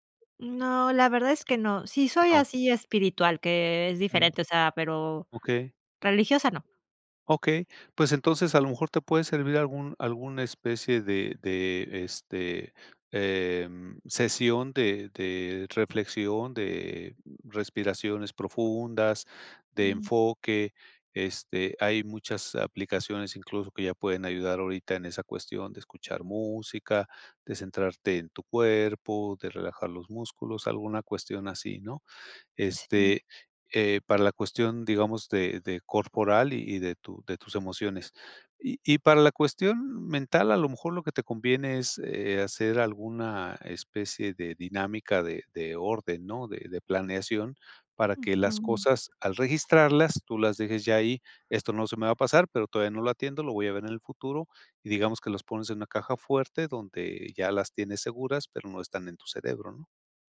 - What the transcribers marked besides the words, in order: other background noise
- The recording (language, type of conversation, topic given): Spanish, advice, ¿Por qué me cuesta relajarme y desconectar?